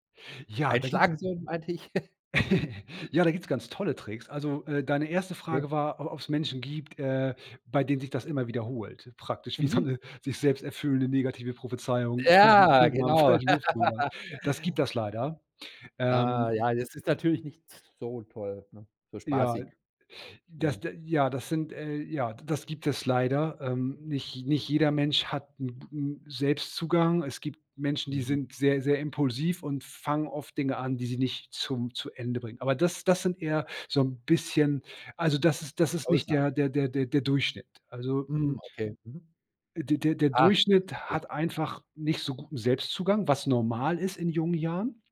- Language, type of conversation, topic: German, podcast, Wie kannst du selbst zum Mentor für andere werden?
- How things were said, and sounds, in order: chuckle; giggle; other background noise; laughing while speaking: "so 'ne"; laughing while speaking: "falschen"; laugh; stressed: "so"